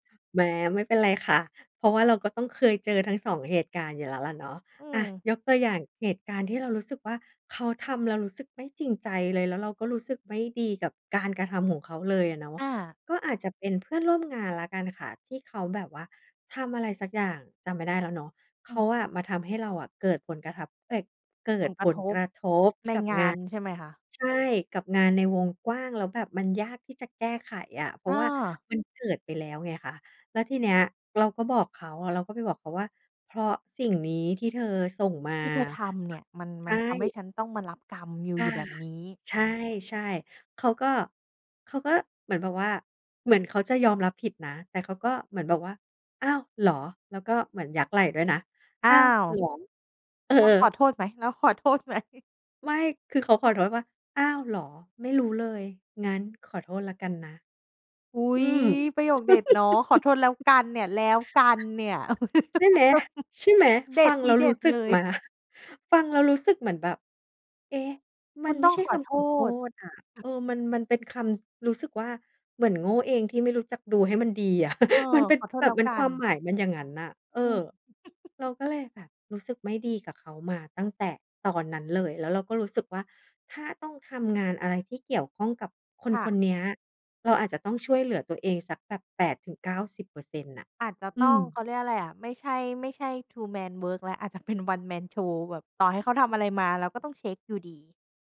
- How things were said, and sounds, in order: laughing while speaking: "ไหม ?"; laugh; stressed: "แล้วกันเนี่ย"; laugh; laughing while speaking: "มา"; other background noise; chuckle; chuckle; in English: "two-man work"; in English: "one-man show"
- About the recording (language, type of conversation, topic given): Thai, podcast, คำพูดที่สอดคล้องกับการกระทำสำคัญแค่ไหนสำหรับคุณ?